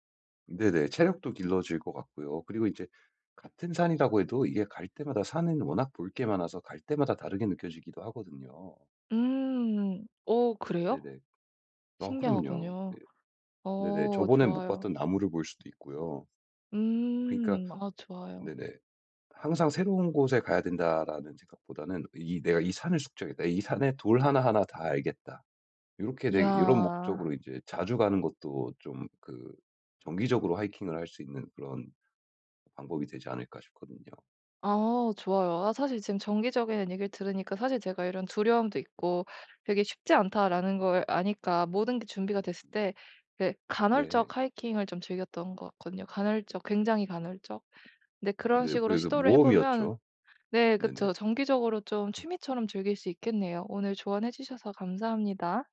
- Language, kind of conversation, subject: Korean, advice, 시도와 실패에 대한 두려움을 어떻게 극복할 수 있을까요?
- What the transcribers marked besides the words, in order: tapping; other background noise; other noise